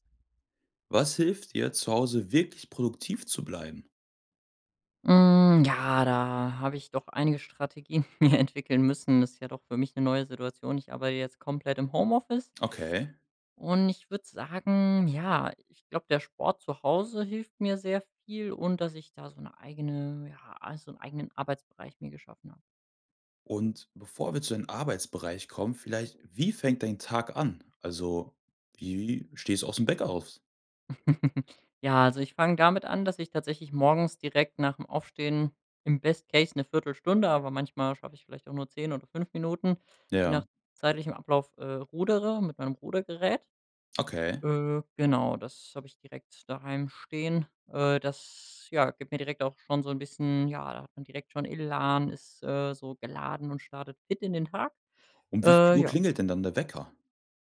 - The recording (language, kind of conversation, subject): German, podcast, Was hilft dir, zu Hause wirklich produktiv zu bleiben?
- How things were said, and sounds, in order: stressed: "wirklich"; laughing while speaking: "mir entwickeln"; "Bett" said as "Beck"; laugh; stressed: "Elan"